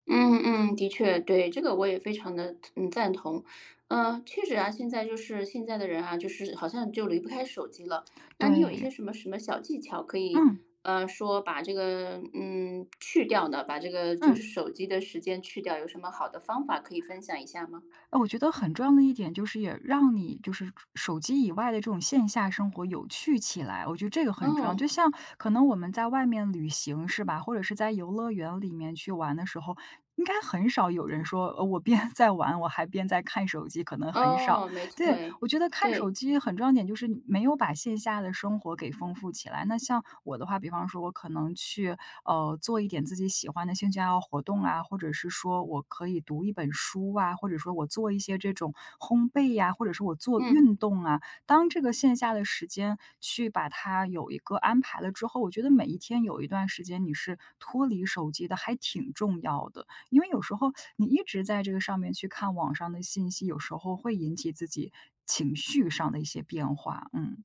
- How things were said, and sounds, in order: other background noise; tapping; laughing while speaking: "边"
- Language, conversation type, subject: Chinese, podcast, 你有哪些小技巧能让时间变得更有意义？